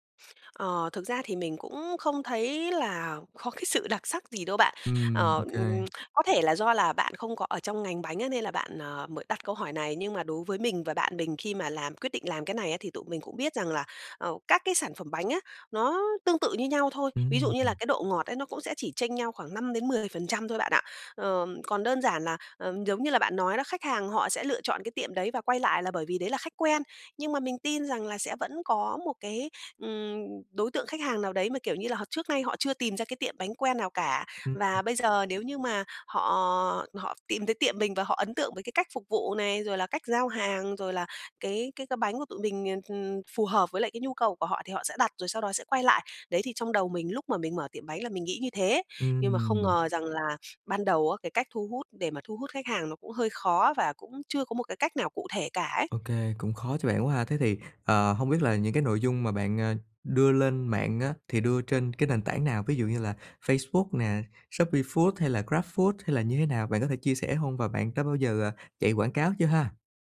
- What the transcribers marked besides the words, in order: tapping; sniff
- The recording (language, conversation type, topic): Vietnamese, advice, Làm sao để tiếp thị hiệu quả và thu hút những khách hàng đầu tiên cho startup của tôi?